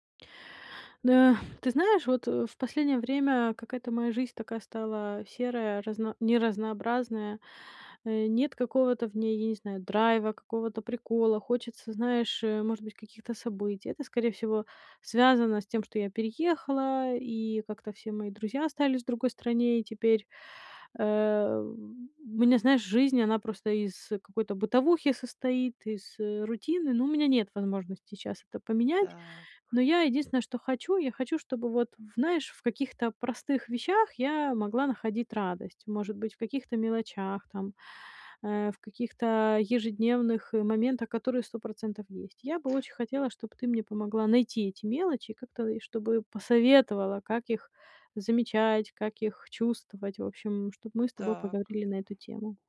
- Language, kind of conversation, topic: Russian, advice, Как мне снова находить радость в простых вещах?
- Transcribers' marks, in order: drawn out: "э"